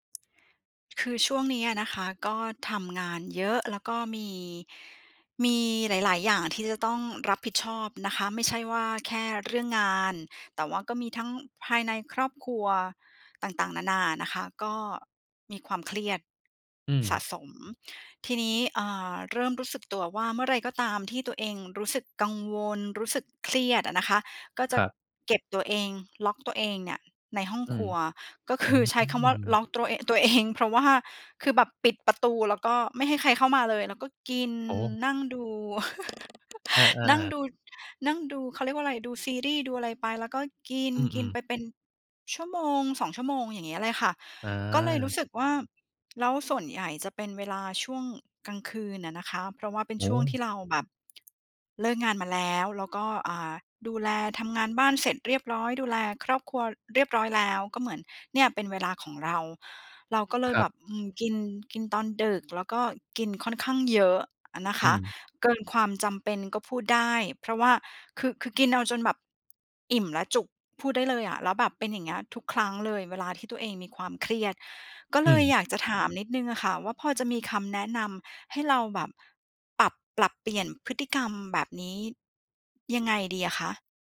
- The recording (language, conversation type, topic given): Thai, advice, ทำไมฉันถึงกินมากเวลาเครียดแล้วรู้สึกผิด และควรจัดการอย่างไร?
- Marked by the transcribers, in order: tapping; laughing while speaking: "คือ"; laughing while speaking: "เอง"; chuckle; lip smack